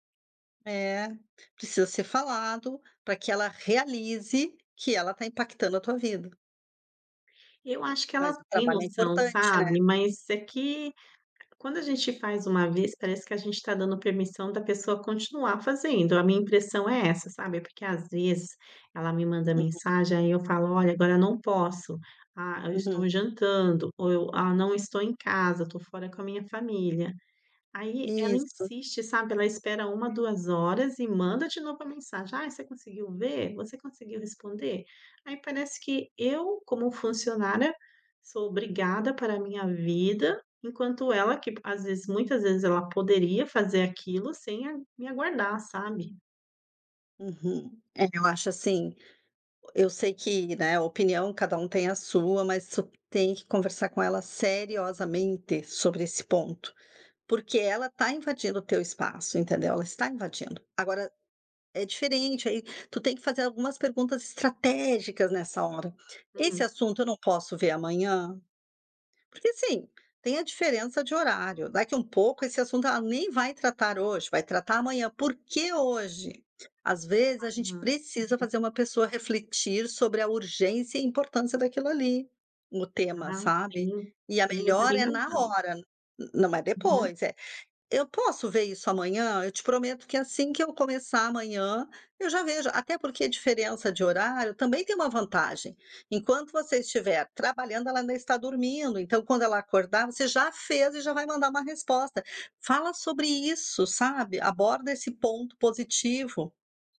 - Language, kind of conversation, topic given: Portuguese, advice, Como posso definir limites para e-mails e horas extras?
- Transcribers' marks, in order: other background noise; stressed: "seriosamente"; "seriamente" said as "seriosamente"